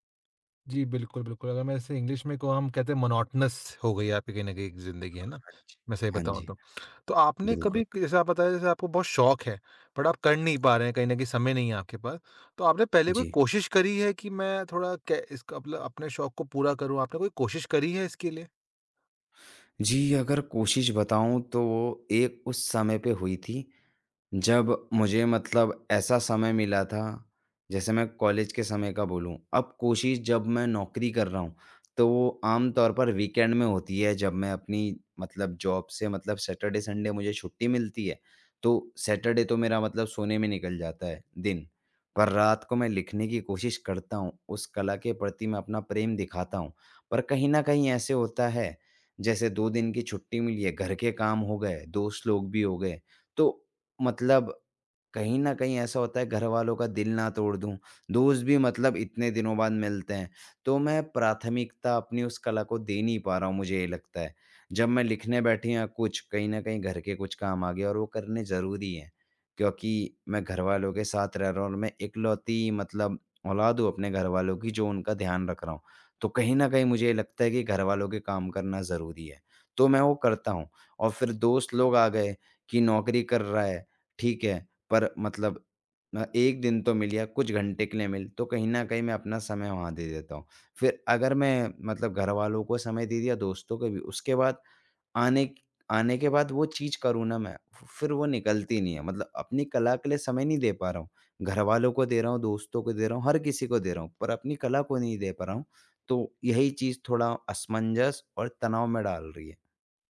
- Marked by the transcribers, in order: in English: "इंग्लिश"; in English: "मोनोटोनस"; in English: "बट"; in English: "वीकेंड"; in English: "जॉब"; in English: "सैटरडे, संडे"; in English: "सैटरडे"
- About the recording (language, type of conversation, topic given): Hindi, advice, नए अवसरों के लिए मैं अधिक खुला/खुली और जिज्ञासु कैसे बन सकता/सकती हूँ?